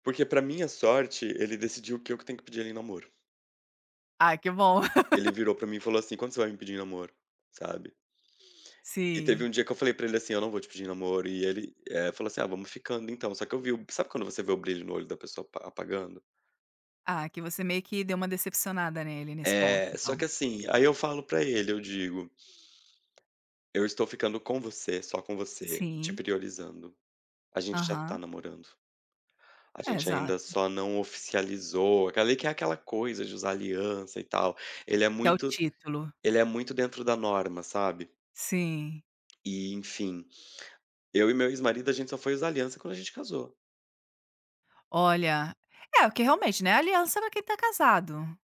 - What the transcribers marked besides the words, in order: laugh; sniff; tapping
- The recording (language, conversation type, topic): Portuguese, advice, Como você descreveria sua crise de identidade na meia-idade?